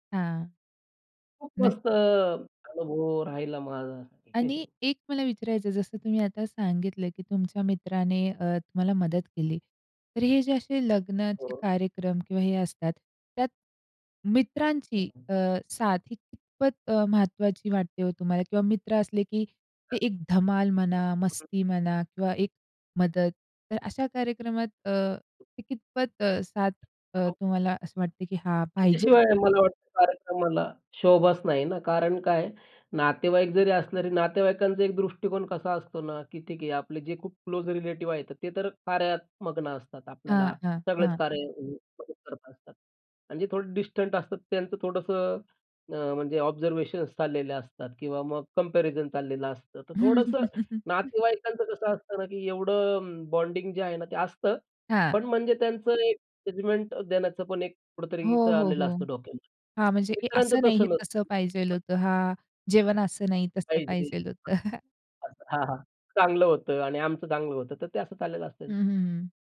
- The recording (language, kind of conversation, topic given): Marathi, podcast, लग्नाचा दिवस तुमच्यासाठी कसा गेला?
- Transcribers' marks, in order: chuckle; tapping; other noise; other background noise; in English: "डिस्टंट"; in English: "ऑब्झर्वेशन्स"; laugh; in English: "बॉन्डिंग"; "पाहिजे" said as "पाहिजेल"; "पाहिजे" said as "पाहिजेल"; chuckle